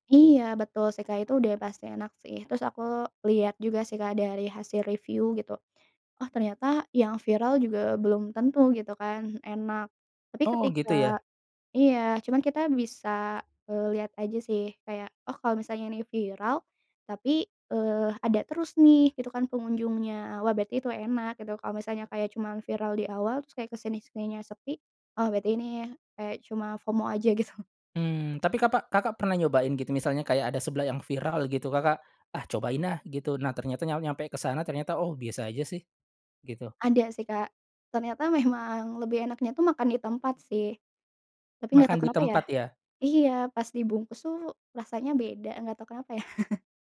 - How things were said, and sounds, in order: laughing while speaking: "gitu"; laughing while speaking: "memang"; chuckle
- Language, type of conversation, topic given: Indonesian, podcast, Apa makanan kaki lima favoritmu, dan kenapa kamu menyukainya?